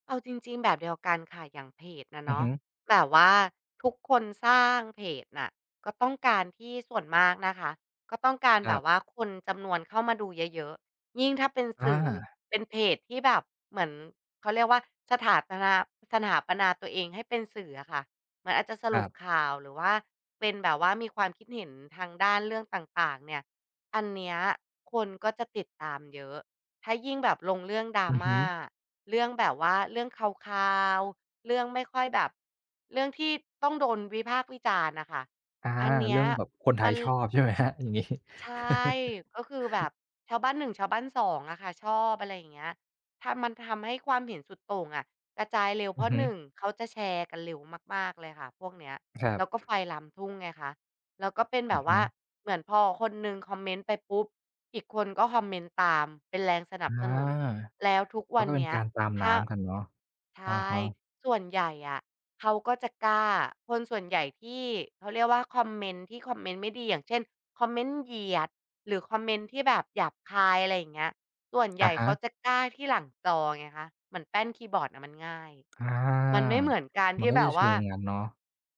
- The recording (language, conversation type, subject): Thai, podcast, สื่อสังคมทำให้ความเห็นสุดโต่งแพร่กระจายง่ายขึ้นไหม?
- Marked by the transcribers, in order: other background noise; tapping; laughing while speaking: "ใช่ไหมครับ ? อย่างงี้"; chuckle